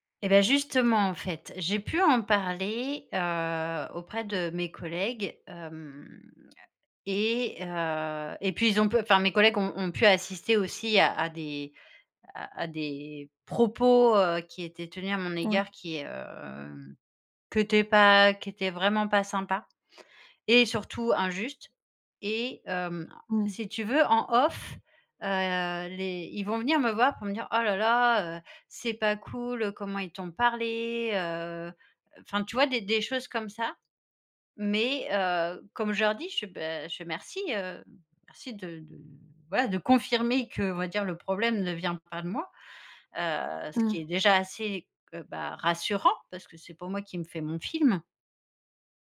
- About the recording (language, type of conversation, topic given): French, advice, Comment gérer mon ressentiment envers des collègues qui n’ont pas remarqué mon épuisement ?
- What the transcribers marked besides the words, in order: stressed: "propos"; "étaient" said as "eutaient"; stressed: "rassurant"